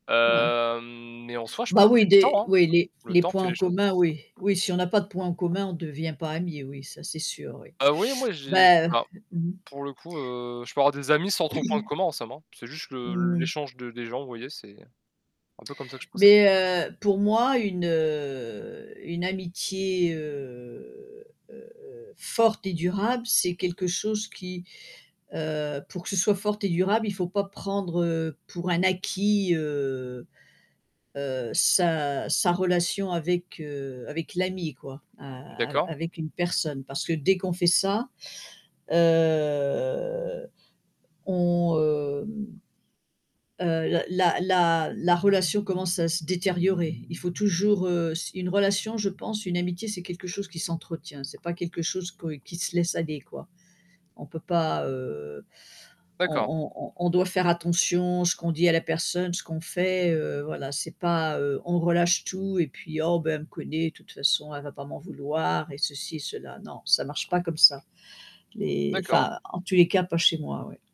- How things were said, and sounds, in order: drawn out: "Hem"; static; other background noise; distorted speech; tapping; throat clearing; drawn out: "heu"; drawn out: "heu"; drawn out: "heu"; other street noise
- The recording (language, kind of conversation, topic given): French, unstructured, Qu’est-ce qui rend une amitié solide selon toi ?
- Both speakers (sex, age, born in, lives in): female, 65-69, France, United States; male, 20-24, France, France